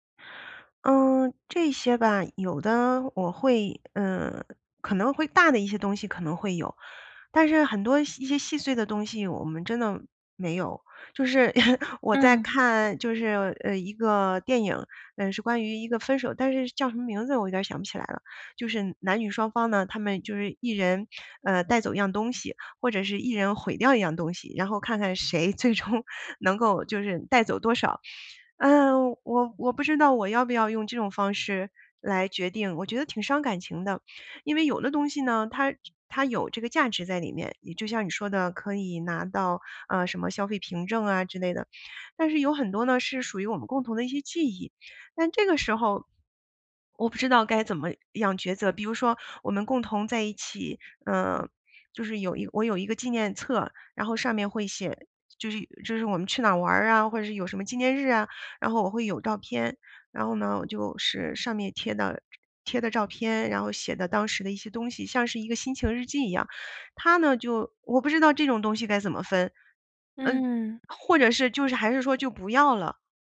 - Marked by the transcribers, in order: laugh; laughing while speaking: "最终"
- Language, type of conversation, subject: Chinese, advice, 分手后共同财产或宠物的归属与安排发生纠纷，该怎么办？